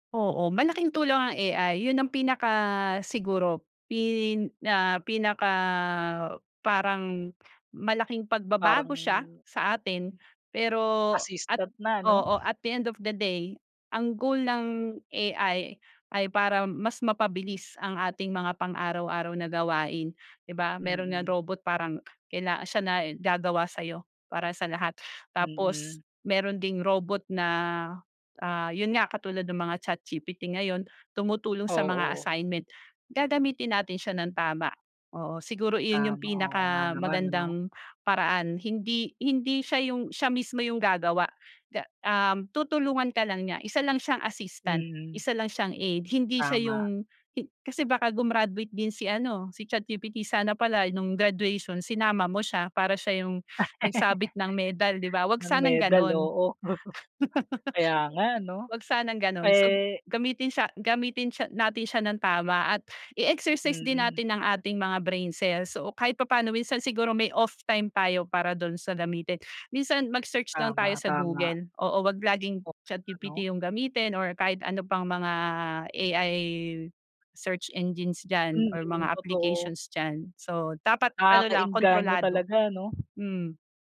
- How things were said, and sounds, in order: in English: "at the end of the day"; chuckle; laugh; tapping
- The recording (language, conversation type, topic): Filipino, podcast, Ano ang opinyon mo tungkol sa paggamit ng artipisyal na katalinuhan sa pang-araw-araw na buhay?